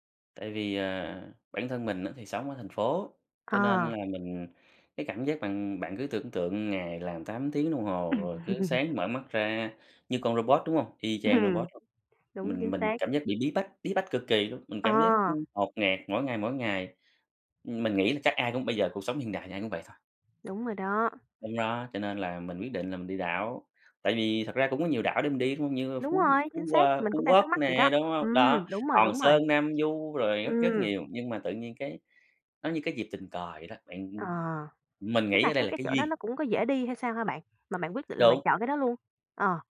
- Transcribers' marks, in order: tapping; chuckle; other background noise; laughing while speaking: "Ừm"
- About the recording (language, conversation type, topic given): Vietnamese, podcast, Chuyến du lịch nào khiến bạn nhớ mãi không quên?